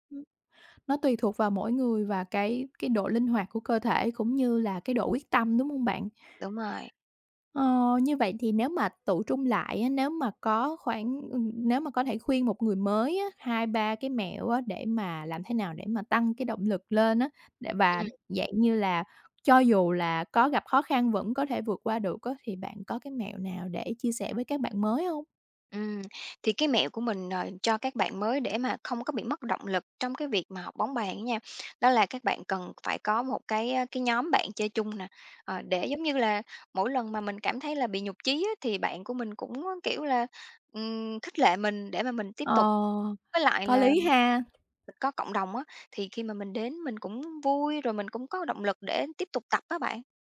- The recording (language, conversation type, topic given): Vietnamese, podcast, Bạn có mẹo nào dành cho người mới bắt đầu không?
- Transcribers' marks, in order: tapping; other background noise